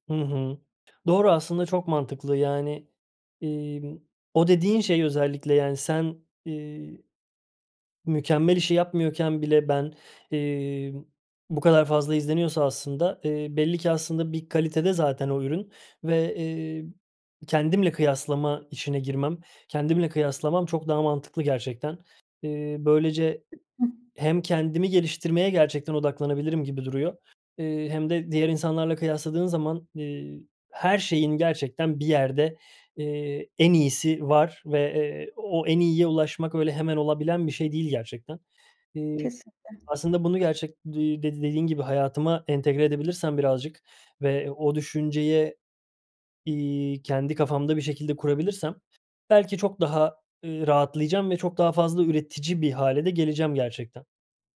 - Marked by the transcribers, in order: other background noise; tapping
- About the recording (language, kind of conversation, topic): Turkish, advice, Mükemmeliyetçilik yüzünden hiçbir şeye başlayamıyor ya da başladığım işleri bitiremiyor muyum?
- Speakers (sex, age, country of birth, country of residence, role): female, 40-44, Turkey, Malta, advisor; male, 30-34, Turkey, Sweden, user